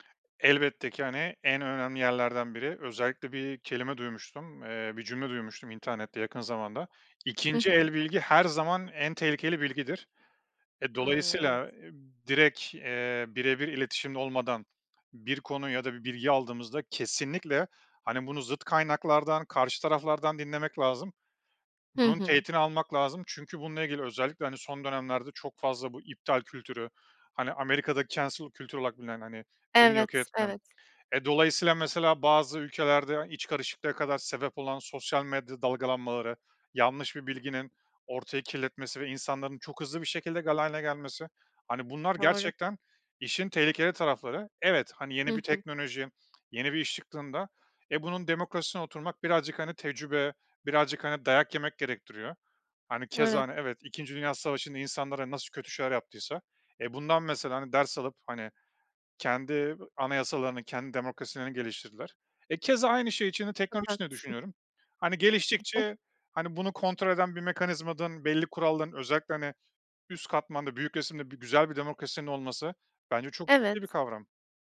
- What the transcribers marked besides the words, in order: other background noise; in English: "cancel"; unintelligible speech; "mekanizmanın" said as "mekanizmadın"
- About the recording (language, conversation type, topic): Turkish, podcast, Teknoloji aile içi iletişimi sizce nasıl değiştirdi?